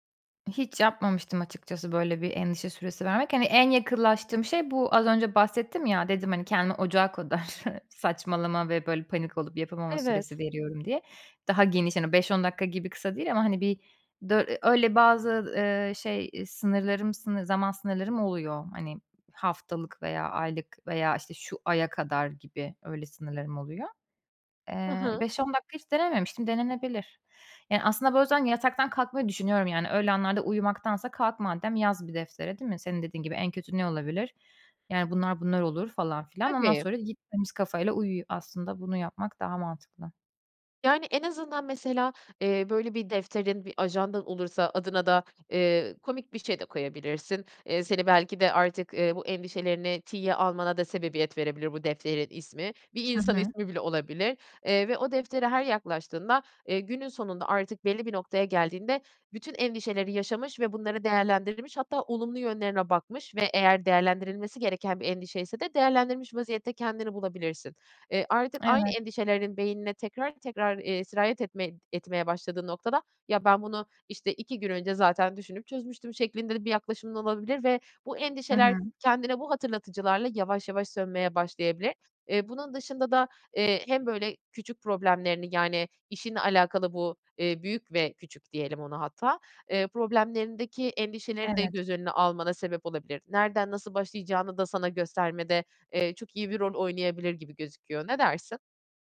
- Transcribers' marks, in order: other background noise; chuckle; tapping
- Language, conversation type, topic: Turkish, advice, Eyleme dönük problem çözme becerileri
- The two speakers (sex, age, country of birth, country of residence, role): female, 30-34, Turkey, Germany, user; female, 40-44, Turkey, Netherlands, advisor